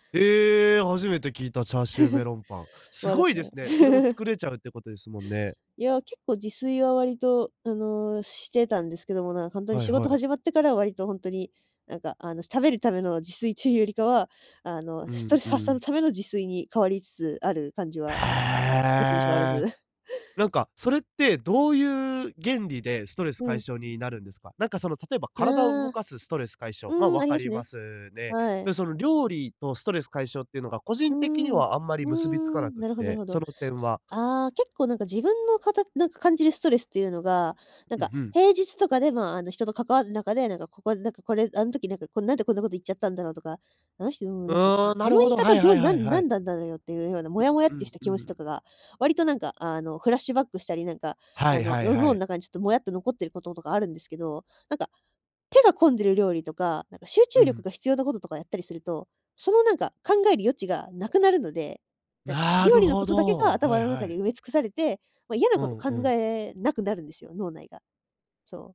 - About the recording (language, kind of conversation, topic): Japanese, podcast, 休日はどのように過ごすのがいちばん好きですか？
- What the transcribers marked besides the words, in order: chuckle; drawn out: "へえ"; chuckle; in English: "フラッシュバック"